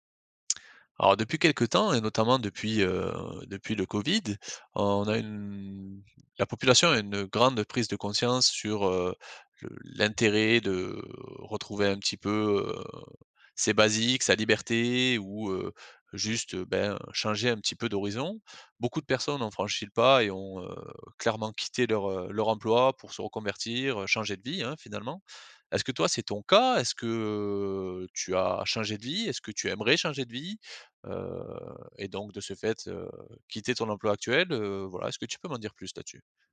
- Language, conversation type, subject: French, podcast, Qu’est-ce qui te ferait quitter ton travail aujourd’hui ?
- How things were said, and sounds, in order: drawn out: "une"; drawn out: "de"; drawn out: "heu"; stressed: "cas"; drawn out: "heu"; drawn out: "Heu"